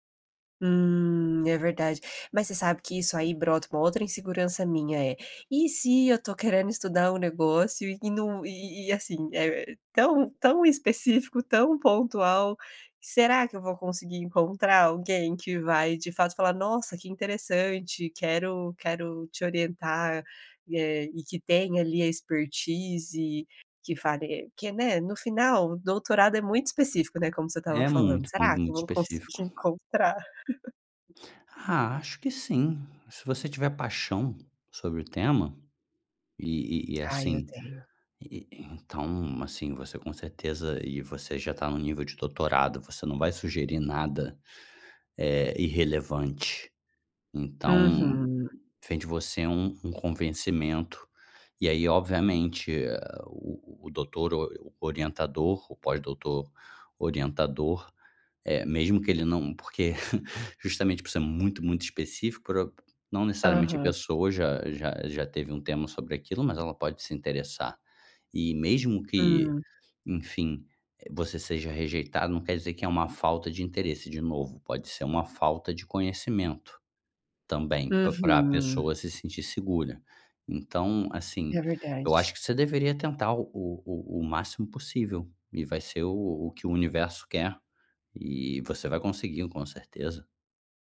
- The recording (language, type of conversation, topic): Portuguese, advice, Como você lida com a procrastinação frequente em tarefas importantes?
- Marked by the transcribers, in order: laugh; other background noise; laugh